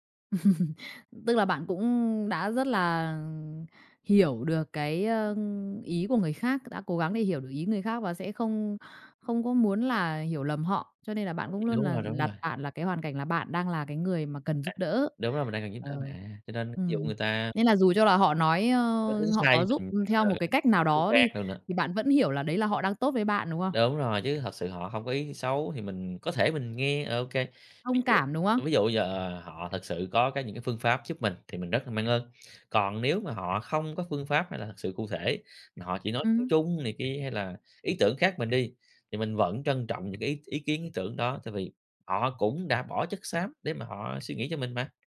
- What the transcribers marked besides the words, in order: laugh; other background noise; tapping; unintelligible speech
- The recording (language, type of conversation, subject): Vietnamese, podcast, Bạn nên làm gì khi người khác hiểu sai ý tốt của bạn?